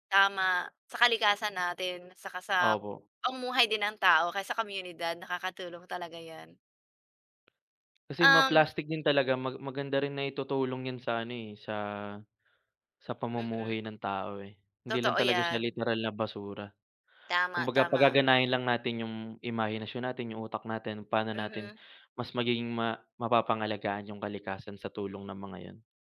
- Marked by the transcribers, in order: other background noise; tapping
- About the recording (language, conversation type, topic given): Filipino, unstructured, Ano ang reaksyon mo kapag may nakikita kang nagtatapon ng basura kung saan-saan?